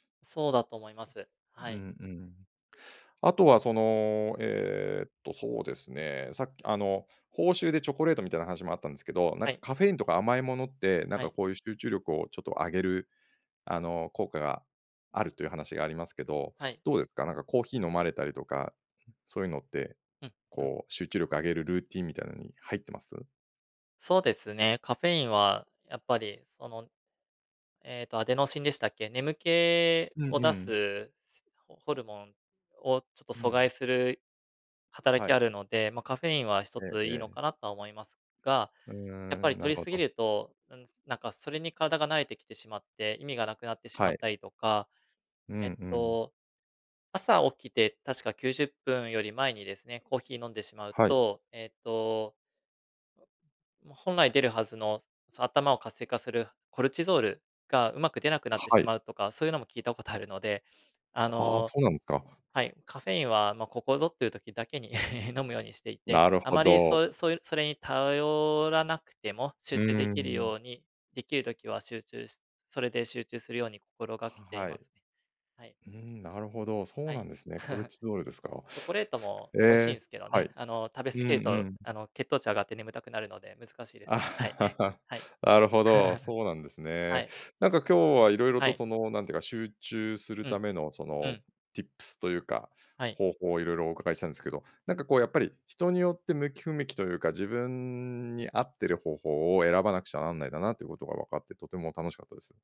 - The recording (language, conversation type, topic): Japanese, podcast, 一人で作業するときに集中するコツは何ですか？
- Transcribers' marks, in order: other background noise; laugh; chuckle; other noise; laughing while speaking: "あ"; laugh; laughing while speaking: "はい"; chuckle; in English: "ティップス"